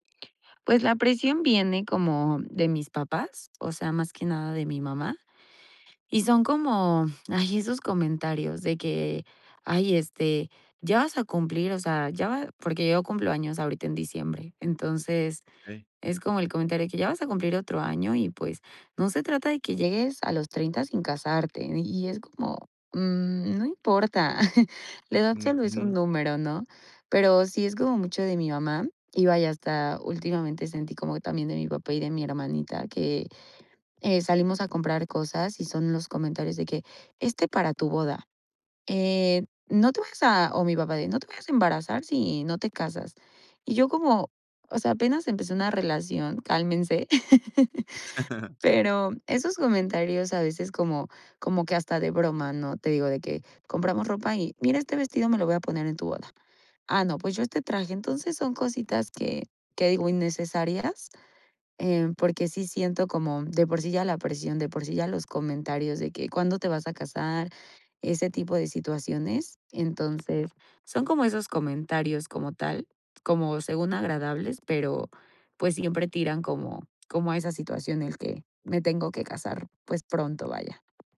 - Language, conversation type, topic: Spanish, advice, ¿Cómo te has sentido ante la presión de tu familia para casarte y formar pareja pronto?
- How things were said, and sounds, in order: chuckle; laugh; other background noise